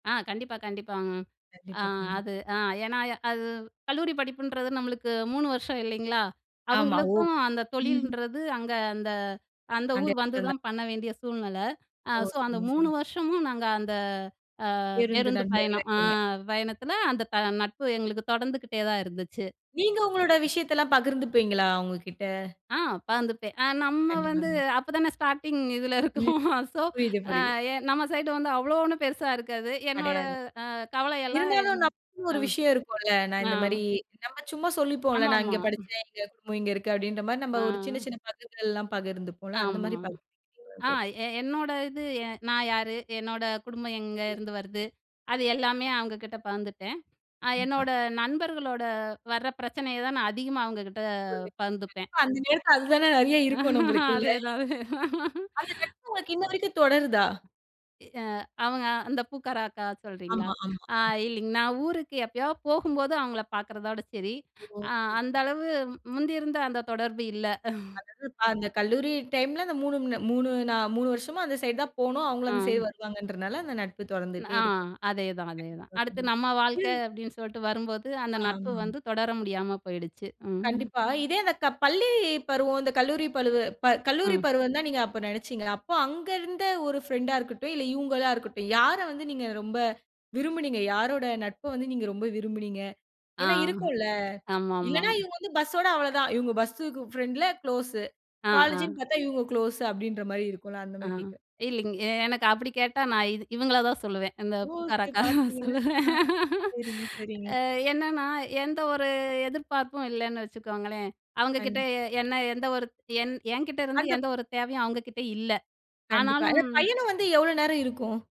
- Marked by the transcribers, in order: unintelligible speech; in English: "ஸோ"; in English: "ஸ்டார்ட்டிங்"; laughing while speaking: "இதுல இருக்கோம்"; in English: "ஸோ"; unintelligible speech; laugh; laughing while speaking: "அதே தான், அதே தான்"; other background noise; exhale; unintelligible speech; other noise; laughing while speaking: "இந்த பூக்கார அக்கா சொல்லுவேன்"
- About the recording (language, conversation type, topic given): Tamil, podcast, வழியில் ஒருவருடன் ஏற்பட்ட திடீர் நட்பு எப்படி தொடங்கியது?